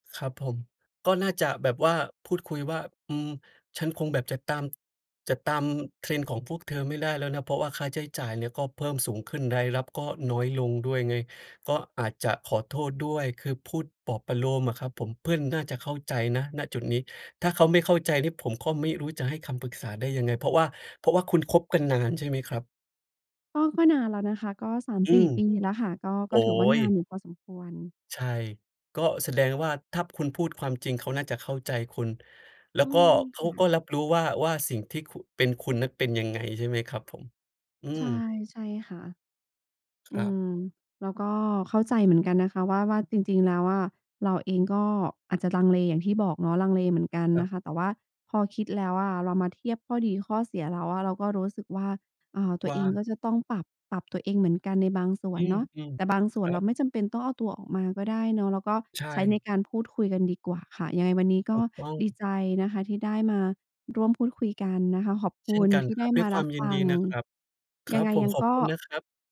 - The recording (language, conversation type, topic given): Thai, advice, คุณกำลังลังเลที่จะเปลี่ยนตัวตนของตัวเองเพื่อเข้ากับกลุ่มเพื่อนหรือไม่?
- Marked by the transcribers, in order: none